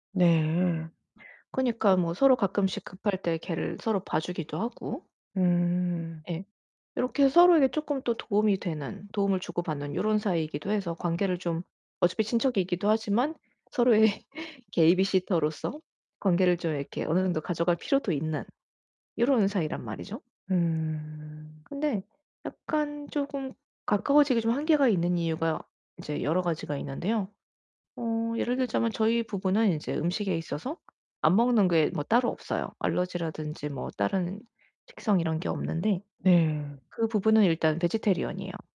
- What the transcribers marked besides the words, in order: other background noise; laughing while speaking: "서로의"; tapping; in English: "베지테리언"
- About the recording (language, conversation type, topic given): Korean, advice, 초대를 정중히 거절하고 자연스럽게 빠지는 방법